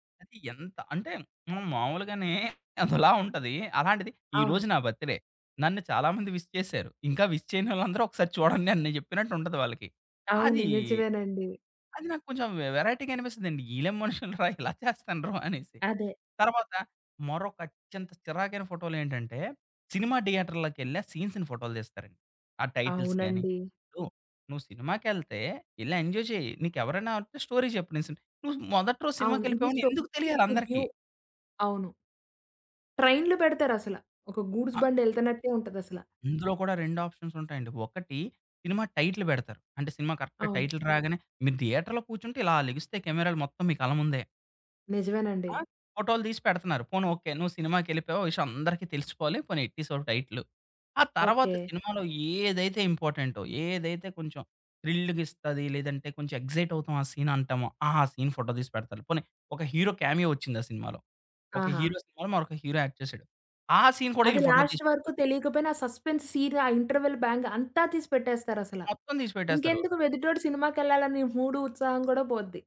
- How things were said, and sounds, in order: chuckle; in English: "బర్త్‌డే"; in English: "విష్"; in English: "విష్"; laughing while speaking: "చేయనోళ్ళందరూ ఒకసారి చూడండి అని"; in English: "వెరైటీగా"; laughing while speaking: "ఈళ్ళేం మనుషులు రా! ఇలా ఇలా చేస్తన్న్రు"; in English: "థియేటర్‌లోకెళ్లి"; in English: "సీన్స్‌ని"; in English: "టైటిల్స్‌గాని"; in English: "ఎంజాయ్"; in English: "స్టోరీ"; in English: "స్టోరీ రివ్యూ"; in English: "ఆప్షన్స్"; in English: "టైటిల్"; in English: "కరెక్ట్ టైటిల్"; tapping; in English: "థియేటర్‌లో"; in English: "థ్రిల్‌గా"; in English: "ఎగ్జైట్"; in English: "సీన్"; in English: "సీన్ ఫోటో"; in English: "కామియో"; in English: "యాక్ట్"; in English: "సీన్"; in English: "ఫోటో"; in English: "లాస్ట్"; in English: "సస్‌పెన్స్ సీన్"; in English: "ఇంటర్వల్ బ్యాంగ్"
- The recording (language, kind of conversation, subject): Telugu, podcast, నిన్నో ఫొటో లేదా స్క్రీన్‌షాట్ పంపేముందు ఆలోచిస్తావా?